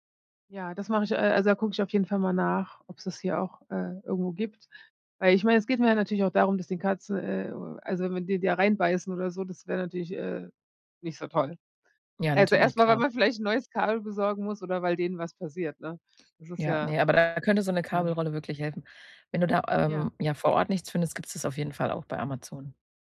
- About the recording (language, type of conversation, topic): German, advice, Wie kann ich meine Motivation beim regelmäßigen Üben aufrechterhalten?
- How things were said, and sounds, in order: other noise; other background noise; unintelligible speech